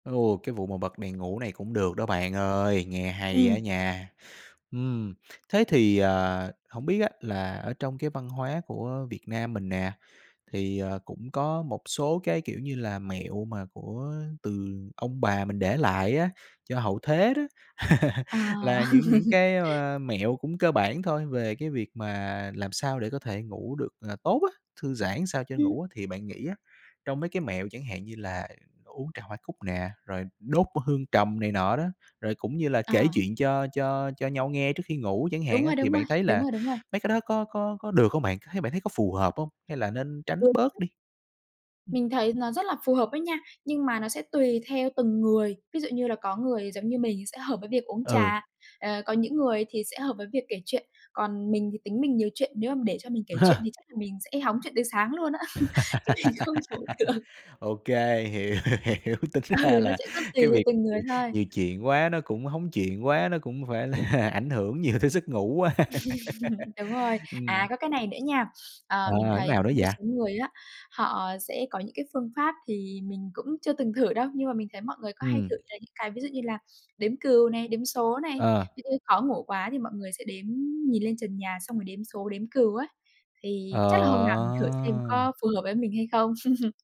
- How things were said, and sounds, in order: tapping; laugh; laugh; unintelligible speech; laugh; laugh; laughing while speaking: "Chứ mình không chủ được"; laughing while speaking: "hiểu. Tính"; other background noise; laughing while speaking: "Ừ"; laughing while speaking: "là"; laughing while speaking: "nhiều"; laugh; unintelligible speech; unintelligible speech; drawn out: "Ờ!"; laugh
- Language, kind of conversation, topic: Vietnamese, podcast, Thói quen buổi tối nào giúp bạn thư giãn trước khi đi ngủ?